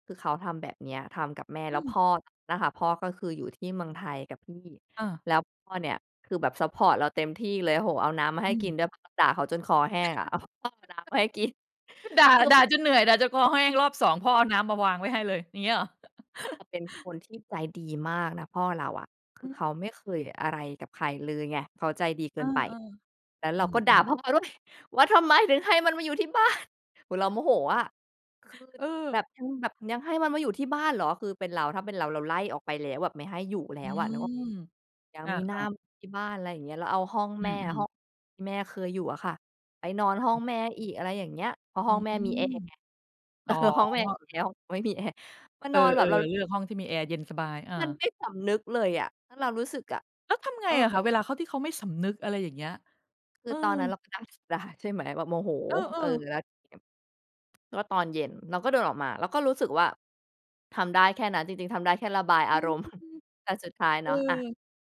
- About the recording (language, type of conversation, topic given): Thai, podcast, อะไรช่วยให้ความไว้ใจกลับมาหลังจากมีการโกหก?
- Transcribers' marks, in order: other background noise; chuckle; chuckle; tapping; laughing while speaking: "เออ"; chuckle